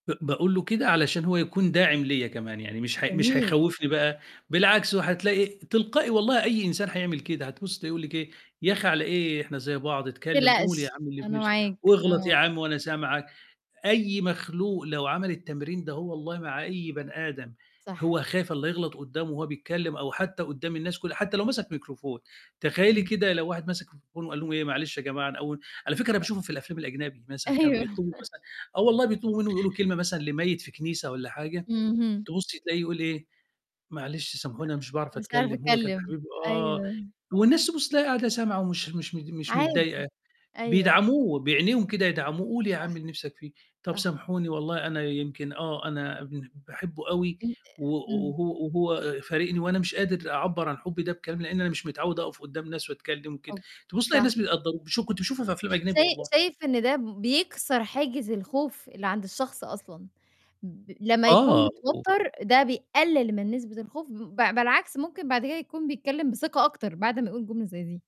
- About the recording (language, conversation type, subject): Arabic, podcast, إزاي بتتصرف لما تغلط في كلامك قدام الناس؟
- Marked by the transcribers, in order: distorted speech; other noise; laughing while speaking: "أيوه"; chuckle